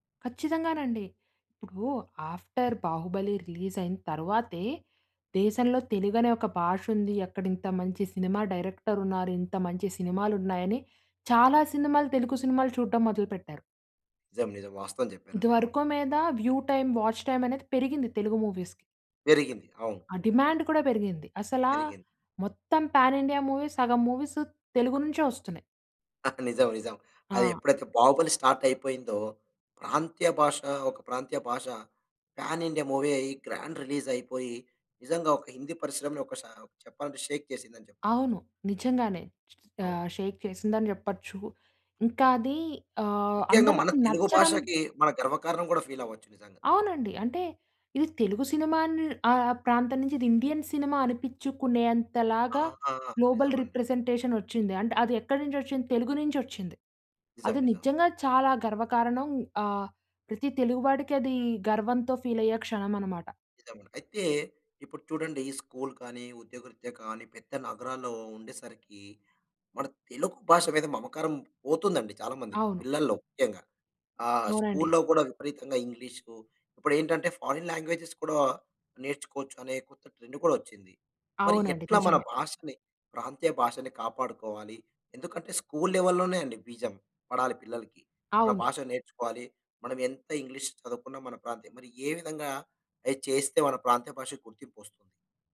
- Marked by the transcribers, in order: in English: "ఆఫ్టర్"; other background noise; in English: "వ్యూ టైమ్, వాచ్"; in English: "మూవీస్‌కి"; in English: "పాన్ ఇండియా మూవీస్"; giggle; laughing while speaking: "నిజం. నిజం"; in English: "పాన్ ఇండియా మూవీ"; in English: "గ్రాండ్"; in English: "షేక్"; in English: "షేక్"; in English: "గ్లోబల్"; in English: "స్కూల్"; in English: "స్కూల్‌లో"; in English: "ఫారెన్ లాంగ్వేజస్"; in English: "స్కూల్ లెవెల్‌లోనే"
- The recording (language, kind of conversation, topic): Telugu, podcast, మీ ప్రాంతీయ భాష మీ గుర్తింపుకు ఎంత అవసరమని మీకు అనిపిస్తుంది?